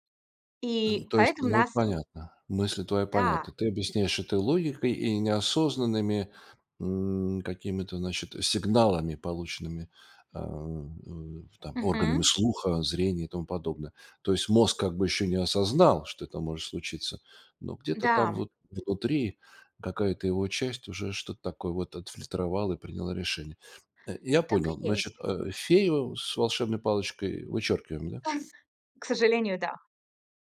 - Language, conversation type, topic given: Russian, podcast, Как развить интуицию в повседневной жизни?
- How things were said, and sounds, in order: other noise